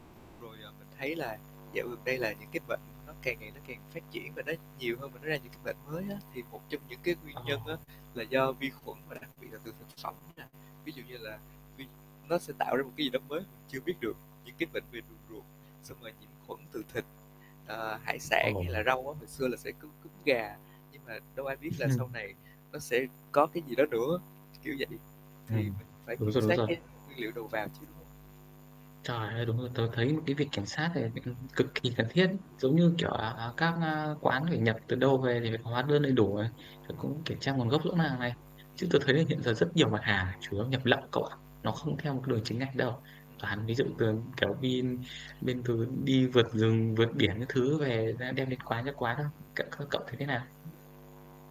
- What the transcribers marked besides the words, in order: mechanical hum; tapping; laughing while speaking: "Ơ"; distorted speech; other background noise; laugh; unintelligible speech
- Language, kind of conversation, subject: Vietnamese, unstructured, Bạn nghĩ sao về việc các quán ăn sử dụng nguyên liệu không rõ nguồn gốc?